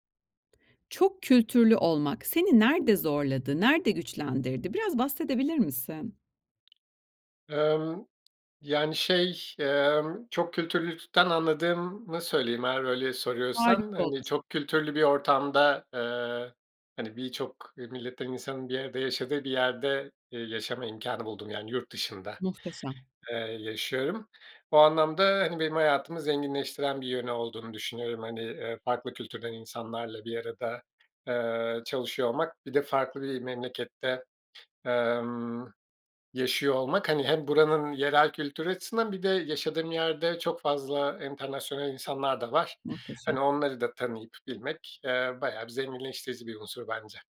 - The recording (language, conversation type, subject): Turkish, podcast, Çok kültürlü olmak seni nerede zorladı, nerede güçlendirdi?
- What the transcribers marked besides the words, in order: tapping